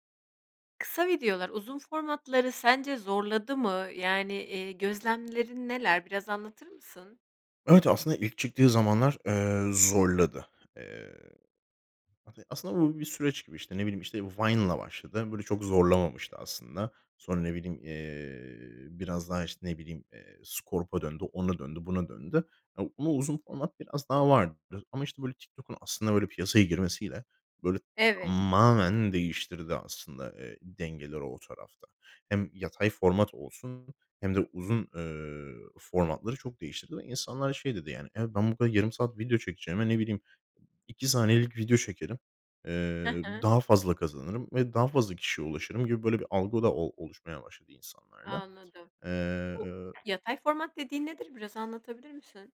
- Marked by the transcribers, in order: tapping
- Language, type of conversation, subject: Turkish, podcast, Kısa videolar, uzun formatlı içerikleri nasıl geride bıraktı?